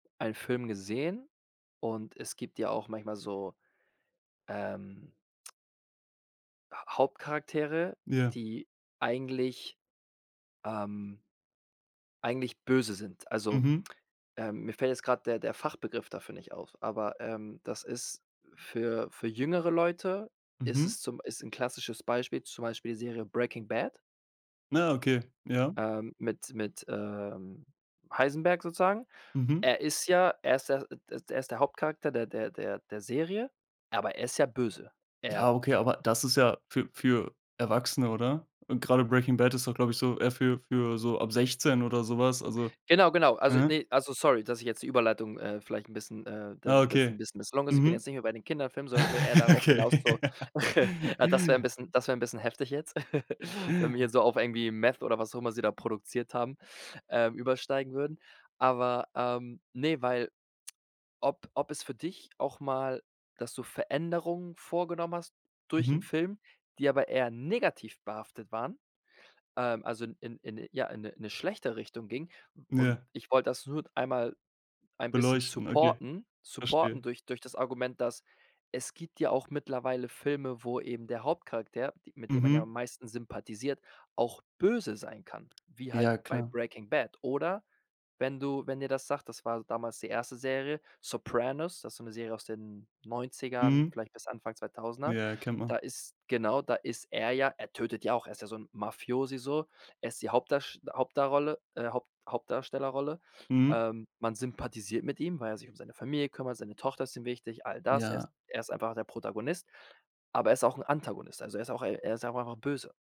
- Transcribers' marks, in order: other background noise; chuckle; laughing while speaking: "Okay"; chuckle; giggle; giggle; stressed: "negativ"; put-on voice: "supporten supporten"; stressed: "böse"; put-on voice: "Sopranos"
- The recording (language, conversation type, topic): German, podcast, Wie haben dich Filme persönlich am meisten verändert?